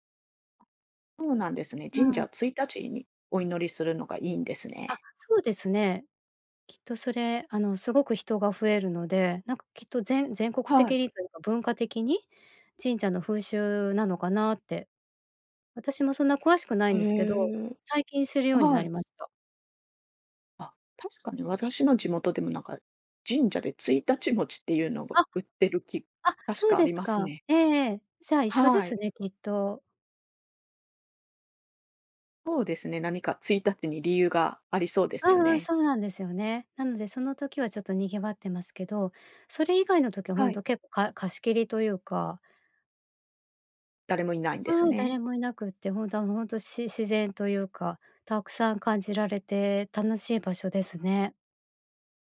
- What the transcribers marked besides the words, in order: none
- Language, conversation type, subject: Japanese, podcast, 散歩中に見つけてうれしいものは、どんなものが多いですか？